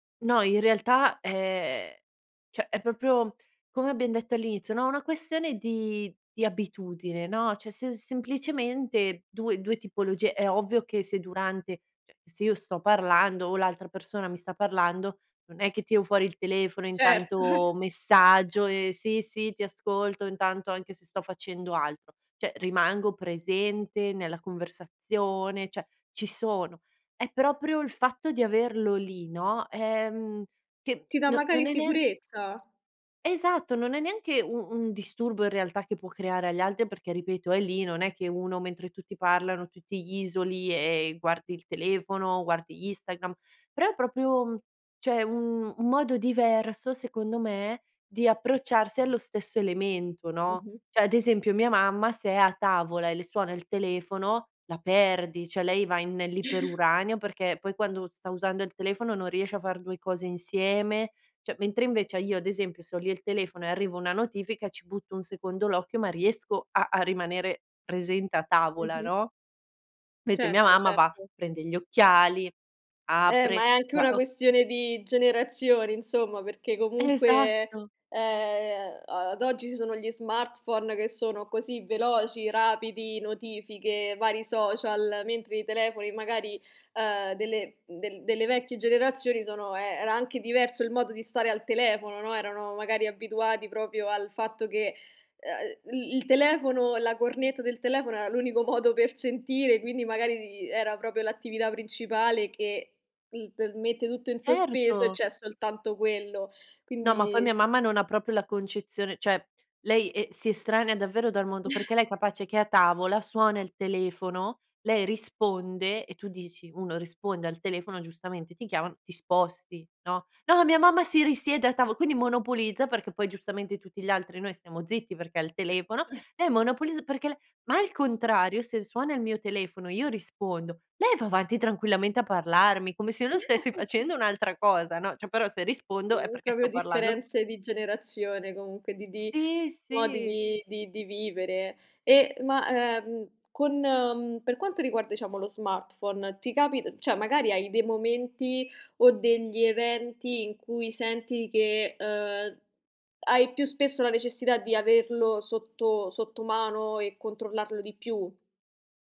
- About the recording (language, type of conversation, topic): Italian, podcast, Ti capita mai di controllare lo smartphone mentre sei con amici o famiglia?
- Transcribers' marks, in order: "proprio" said as "propio"; chuckle; chuckle; "Invece" said as "vece"; "proprio" said as "propio"; "proprio" said as "propio"; "proprio" said as "propio"; chuckle; chuckle; giggle; "proprio" said as "propio"